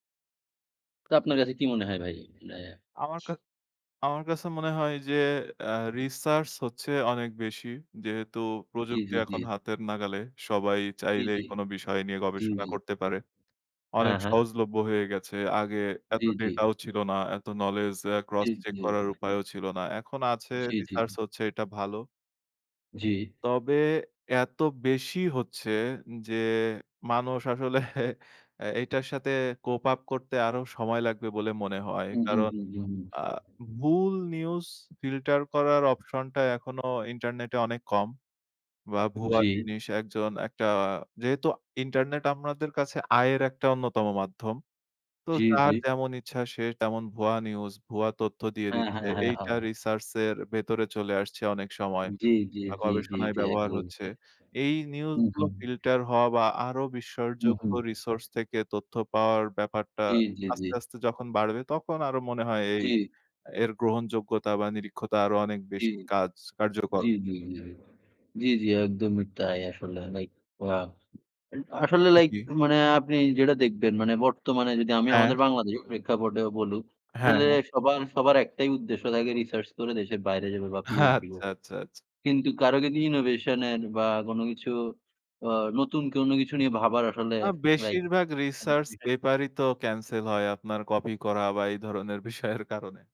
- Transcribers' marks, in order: tapping; other background noise; in English: "research"; in English: "cross-check"; in English: "research"; chuckle; in English: "cope up"; in English: "news filter"; "আমাদের" said as "আমরাদের"; in English: "research"; in English: "resource"; in English: "research"; "যদি" said as "গদি"; in English: "innovation"; in English: "research paper"; unintelligible speech; in English: "cancel"
- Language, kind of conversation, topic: Bengali, unstructured, আপনার কি মনে হয় প্রযুক্তি আমাদের জীবনের জন্য ভালো, না খারাপ?